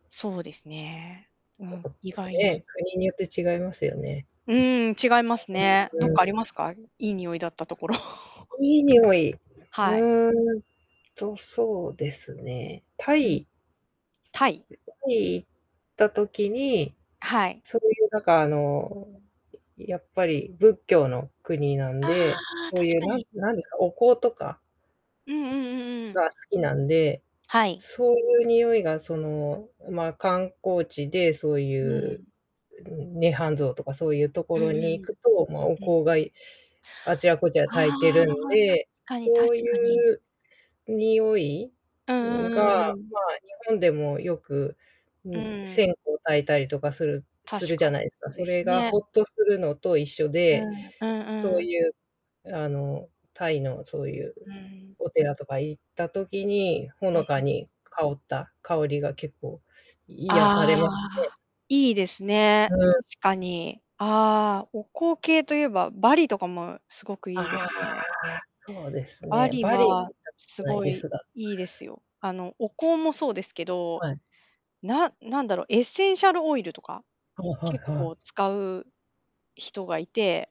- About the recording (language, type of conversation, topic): Japanese, unstructured, 旅行中に不快なにおいを感じたことはありますか？
- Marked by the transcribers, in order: static; unintelligible speech; distorted speech; chuckle; unintelligible speech; unintelligible speech